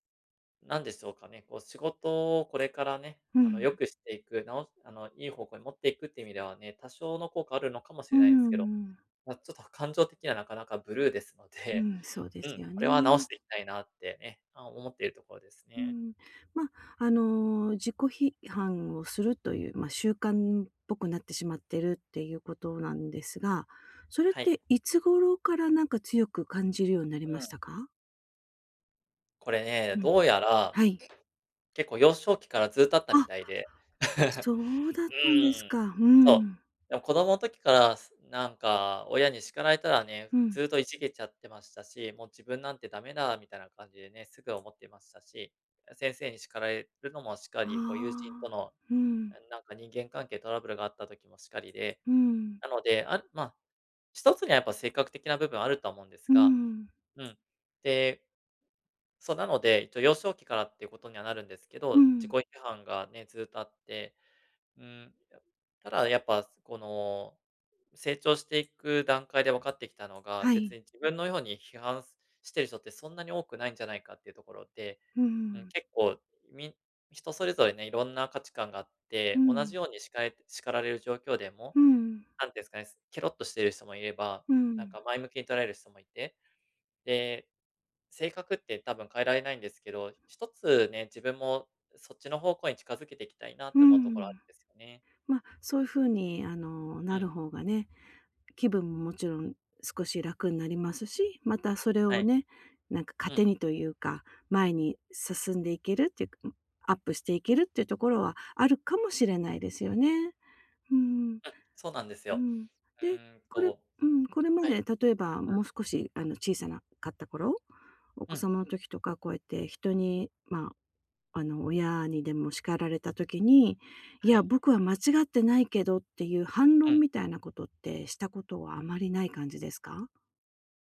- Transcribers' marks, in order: tapping; other background noise; chuckle
- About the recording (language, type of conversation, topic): Japanese, advice, 自己批判の癖をやめるにはどうすればいいですか？